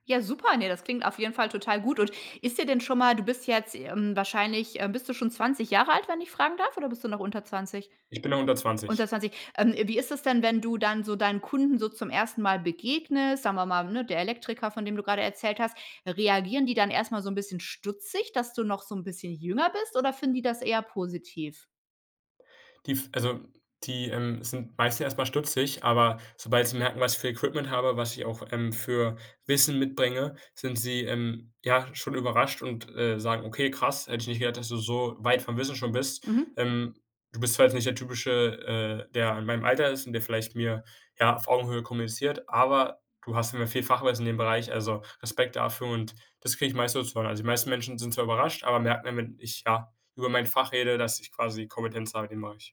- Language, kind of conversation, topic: German, podcast, Wie entscheidest du, welche Chancen du wirklich nutzt?
- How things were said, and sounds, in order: none